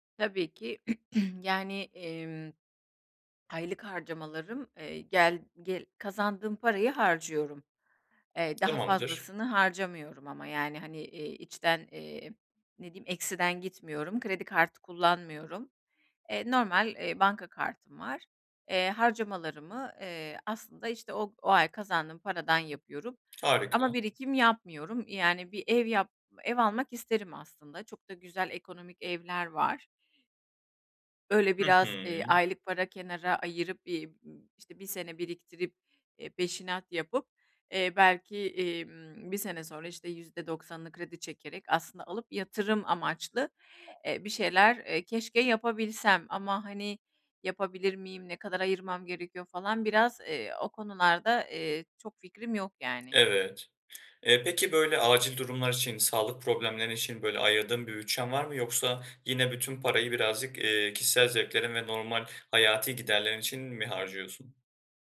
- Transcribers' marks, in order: cough; tapping; other background noise
- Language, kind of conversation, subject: Turkish, advice, Kısa vadeli zevklerle uzun vadeli güvenliği nasıl dengelerim?
- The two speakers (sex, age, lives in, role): female, 40-44, Spain, user; male, 20-24, Germany, advisor